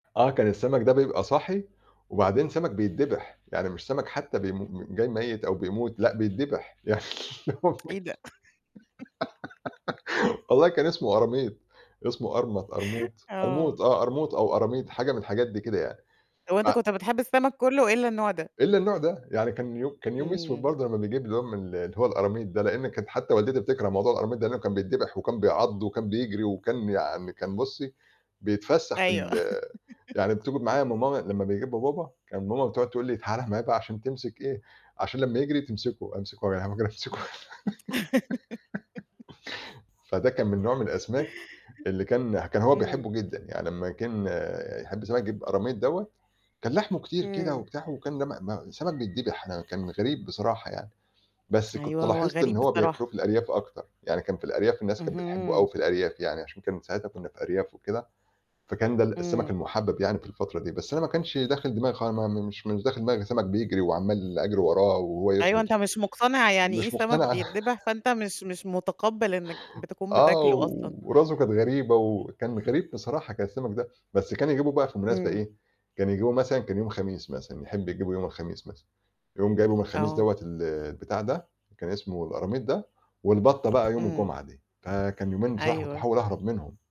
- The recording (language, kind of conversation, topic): Arabic, podcast, إيه أكلة كانت بتتعمل عندكم في المناسبات؟
- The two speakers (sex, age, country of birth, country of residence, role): female, 35-39, Egypt, Egypt, host; male, 40-44, Egypt, Portugal, guest
- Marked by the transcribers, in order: other background noise; tsk; laughing while speaking: "يعني آه والله"; giggle; giggle; unintelligible speech; other noise; laugh; unintelligible speech; laughing while speaking: "أمسكه"; giggle; tapping; laughing while speaking: "أنا"; chuckle